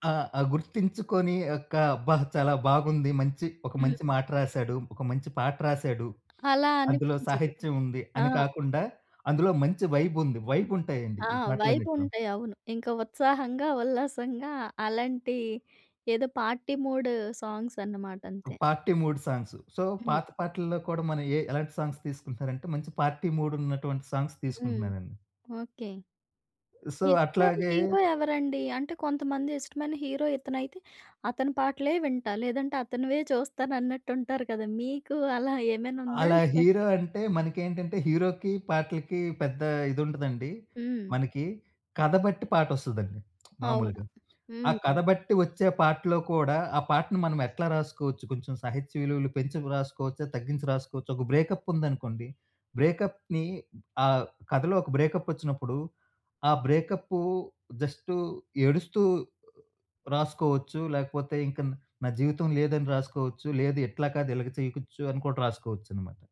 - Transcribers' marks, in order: tapping; in English: "పార్టీ"; in English: "పార్టీ మూడ్ సాంగ్స్. సో"; in English: "సాంగ్స్"; in English: "పార్టీ"; in English: "సాంగ్స్"; in English: "హీరో"; in English: "సో"; in English: "హీరో"; in English: "హీరో"; in English: "హీరోకి"; lip smack; horn; in English: "బ్రేకప్‌ని"; "చెయచ్చు" said as "చెయకుచ్చు"
- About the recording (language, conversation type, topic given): Telugu, podcast, ముందు మీకు ఏ పాటలు ఎక్కువగా ఇష్టంగా ఉండేవి, ఇప్పుడు మీరు ఏ పాటలను ఎక్కువగా ఇష్టపడుతున్నారు?